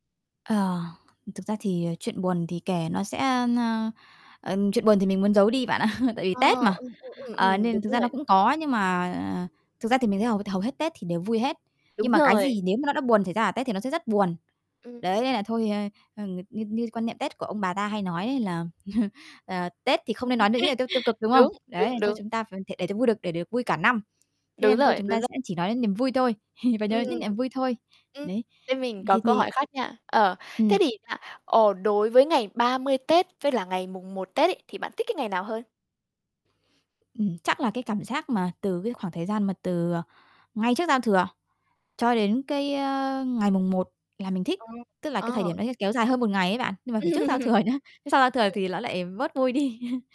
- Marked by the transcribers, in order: tapping; static; laughing while speaking: "ạ"; distorted speech; chuckle; laugh; chuckle; mechanical hum; other background noise; laugh; laughing while speaking: "thừa nhé"; laughing while speaking: "đi"; chuckle
- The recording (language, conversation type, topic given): Vietnamese, podcast, Kỷ ức Tết nào khiến bạn nhớ nhất?